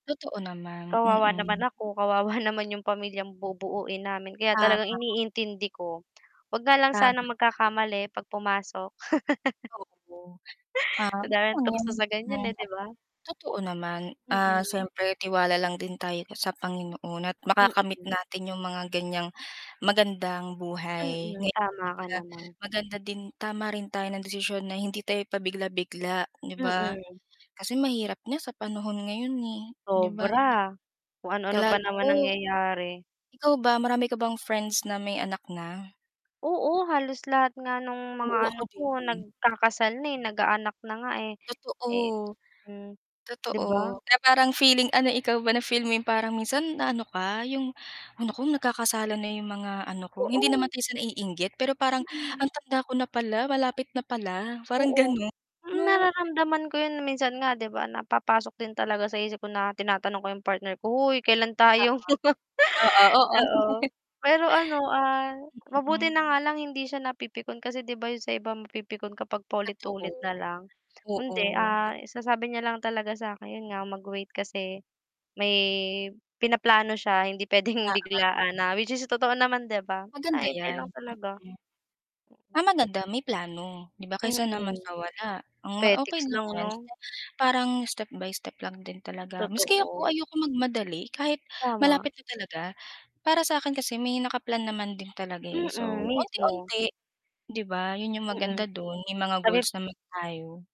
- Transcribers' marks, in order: static; distorted speech; laugh; inhale; laugh
- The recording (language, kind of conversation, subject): Filipino, unstructured, Ano ang mga pangarap na nais mong makamit bago ka mag-30?